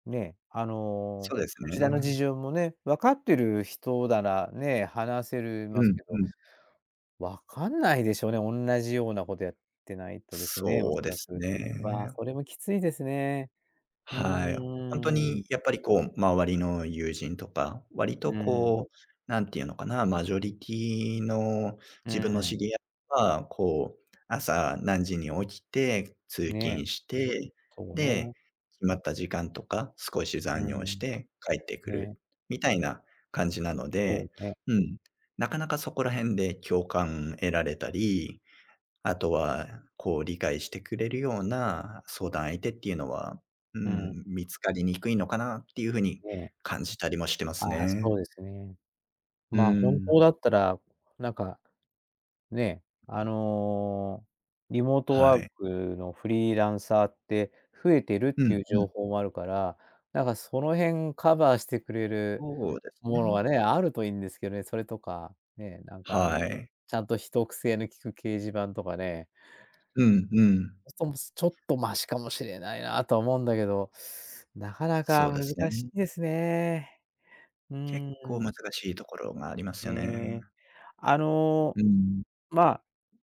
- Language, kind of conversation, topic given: Japanese, advice, 休む時間が取れず燃え尽きそうなのですが、どうすればいいですか？
- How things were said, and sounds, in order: tapping